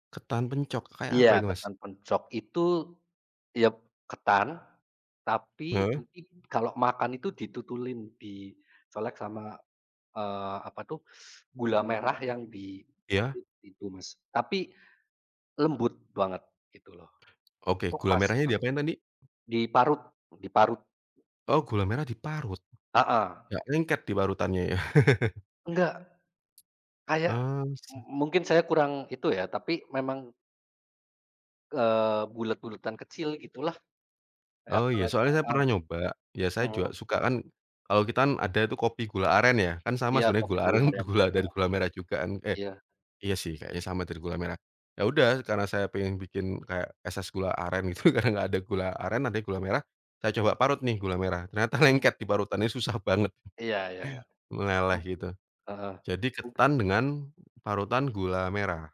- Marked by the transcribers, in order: tapping; other background noise; laugh; unintelligible speech; laughing while speaking: "gula dari gula"; laughing while speaking: "gitu karena"; laughing while speaking: "lengket"; chuckle; unintelligible speech
- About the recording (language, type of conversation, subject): Indonesian, unstructured, Apa makanan khas dari budaya kamu yang paling kamu sukai?